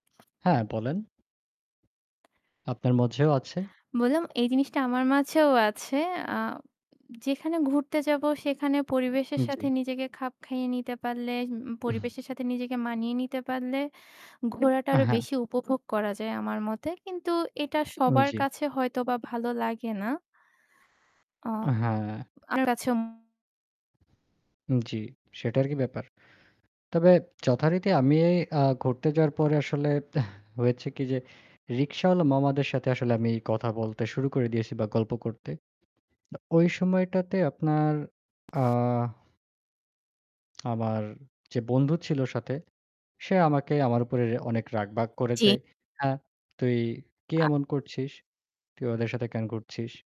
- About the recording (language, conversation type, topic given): Bengali, unstructured, বন্ধুদের সঙ্গে সময় কাটাতে তোমার কেমন লাগে?
- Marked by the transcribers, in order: static; tapping; "মধ্যেও" said as "মঝেও"; other background noise; distorted speech